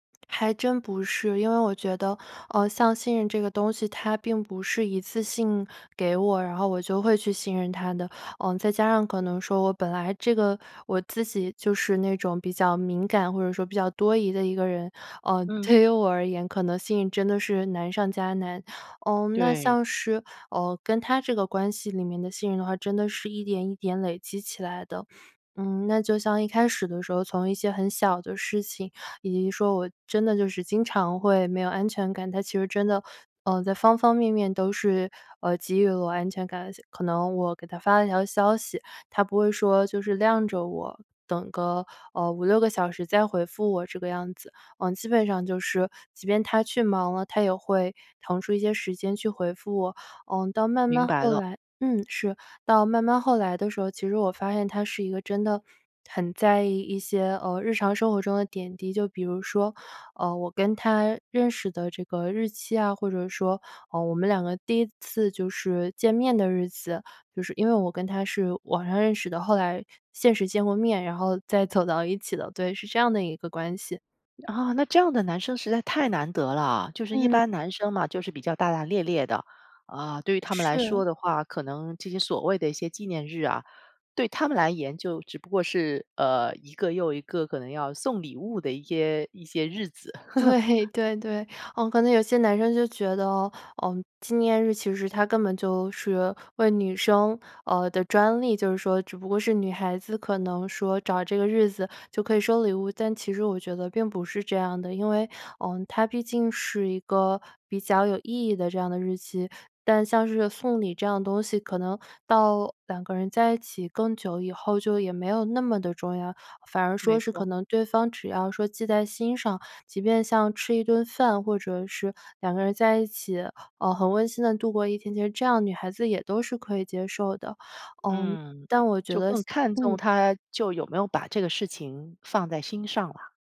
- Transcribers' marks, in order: other background noise; laughing while speaking: "对于"; "信任" said as "信印"; lip smack; laughing while speaking: "再走到一起的"; "大大咧咧" said as "大大猎猎"; chuckle; laughing while speaking: "对"
- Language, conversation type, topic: Chinese, podcast, 在爱情里，信任怎么建立起来？